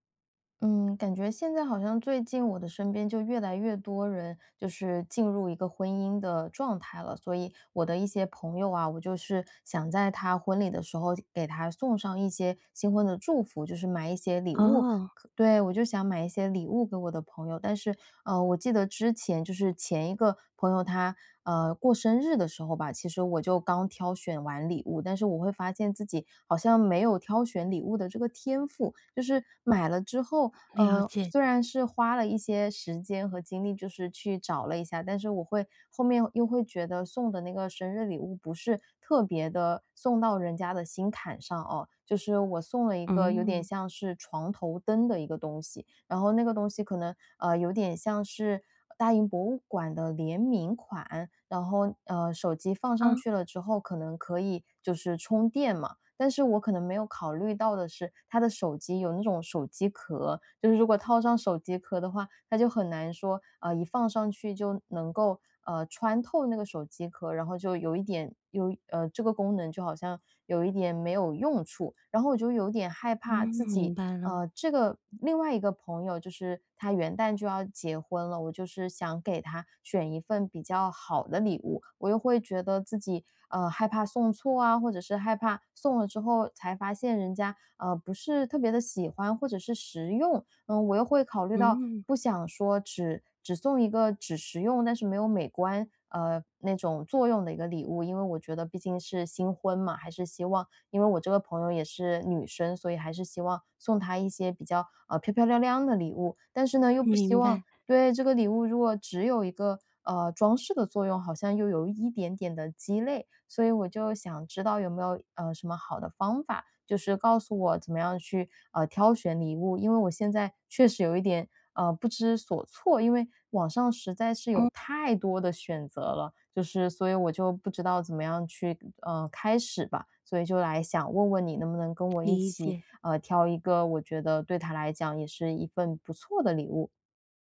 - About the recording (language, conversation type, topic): Chinese, advice, 如何才能挑到称心的礼物？
- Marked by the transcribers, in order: trusting: "嗯，明白了"; laughing while speaking: "明白"; stressed: "太"; other background noise